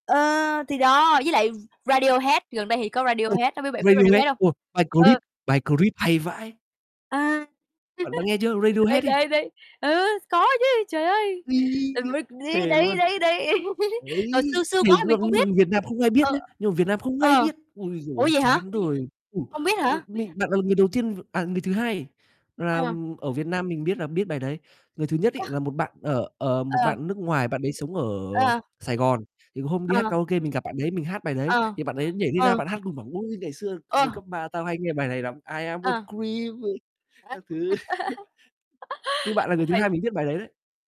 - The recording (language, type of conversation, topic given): Vietnamese, unstructured, Bạn thường nghe thể loại nhạc nào nhất?
- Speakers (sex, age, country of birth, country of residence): female, 20-24, Vietnam, Vietnam; male, 25-29, Vietnam, Vietnam
- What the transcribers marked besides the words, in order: tapping; distorted speech; other background noise; laugh; laugh; in English: "I am a creep"; unintelligible speech; laugh; laughing while speaking: "thứ"; chuckle